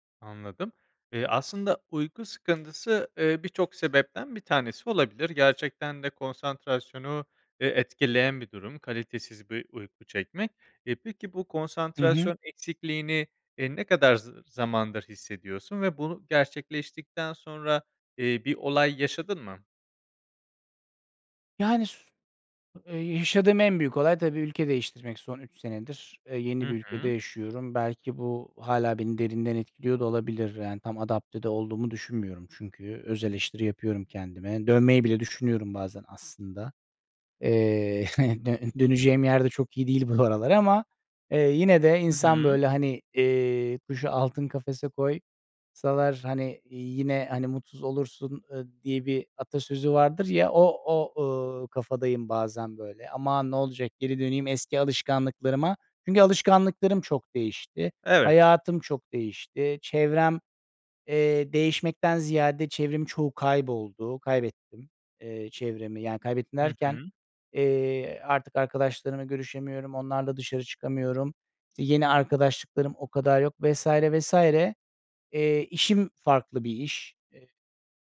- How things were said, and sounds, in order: other background noise; tapping; chuckle
- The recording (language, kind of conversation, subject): Turkish, advice, Konsantrasyon ve karar verme güçlüğü nedeniyle günlük işlerde zorlanıyor musunuz?
- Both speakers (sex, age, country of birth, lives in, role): male, 25-29, Turkey, Spain, advisor; male, 40-44, Turkey, Netherlands, user